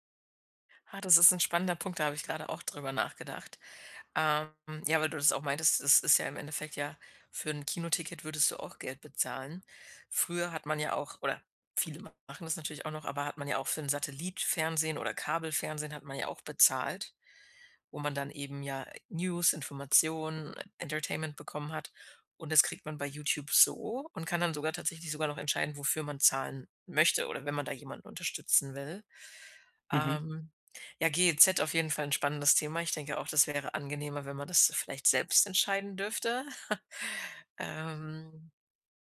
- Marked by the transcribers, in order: chuckle
- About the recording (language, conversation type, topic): German, podcast, Was bedeutet Authentizität bei Influencern wirklich?